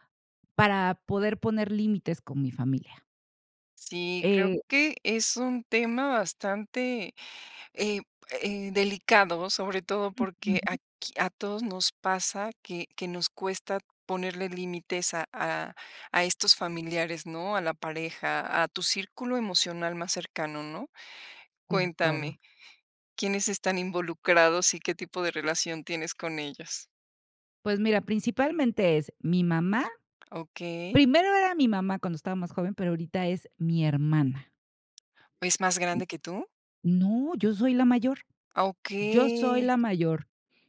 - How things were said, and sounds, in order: other noise
- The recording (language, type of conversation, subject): Spanish, advice, ¿Cómo puedo establecer límites emocionales con mi familia o mi pareja?